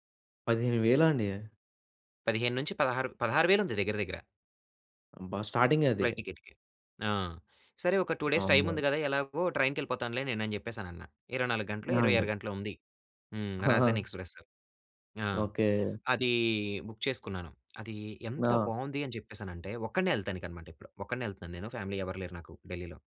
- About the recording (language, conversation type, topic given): Telugu, podcast, మొదటిసారి ఒంటరిగా ప్రయాణం చేసినప్పుడు మీ అనుభవం ఎలా ఉండింది?
- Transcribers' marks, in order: in English: "ఫ్లైట్ టికెట్‌కి"; in English: "టూ డేస్ టైమ్"; giggle; in English: "బుక్"; in English: "ఫ్యామిలీ"